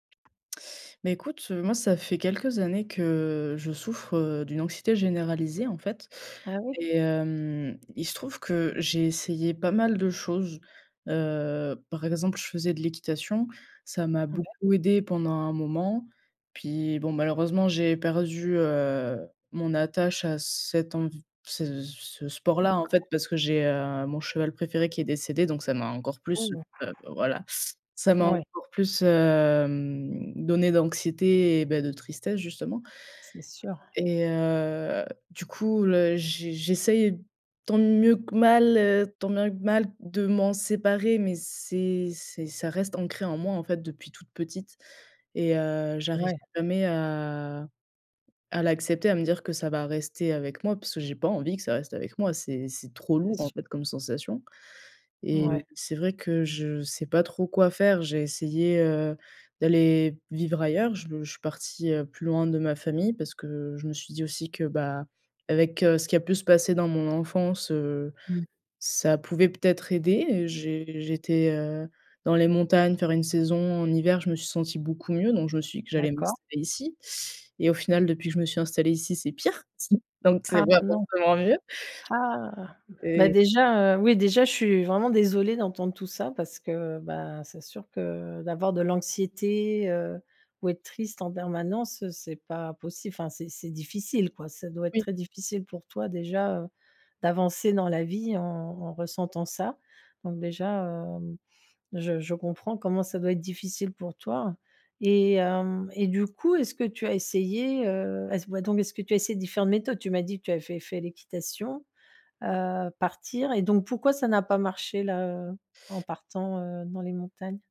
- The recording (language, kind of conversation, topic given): French, advice, Comment puis-je apprendre à accepter l’anxiété ou la tristesse sans chercher à les fuir ?
- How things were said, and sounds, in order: tapping; other background noise; drawn out: "hem"; unintelligible speech